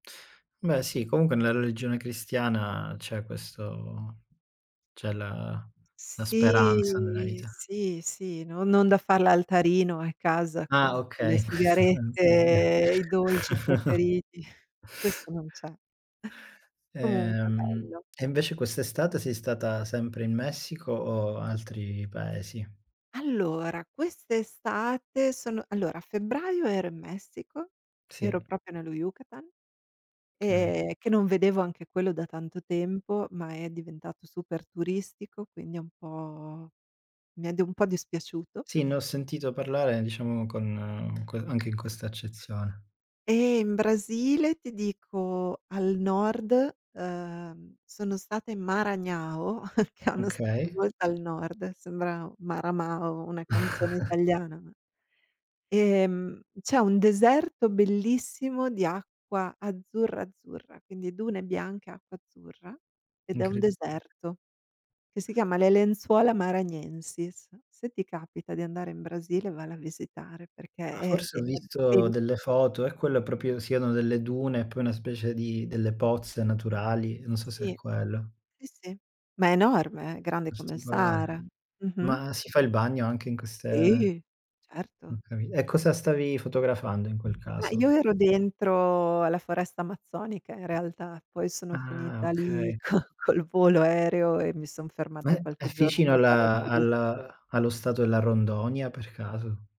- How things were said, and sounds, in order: other background noise; drawn out: "Sì"; drawn out: "sigarette"; laughing while speaking: "in questo senso, sì"; laughing while speaking: "preferiti"; chuckle; tapping; "proprio" said as "propio"; "Okay" said as "kay"; chuckle; laughing while speaking: "che è"; chuckle; "proprio" said as "propio"; laughing while speaking: "co"
- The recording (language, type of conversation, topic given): Italian, unstructured, Qual è stato il momento più emozionante che hai vissuto durante un viaggio?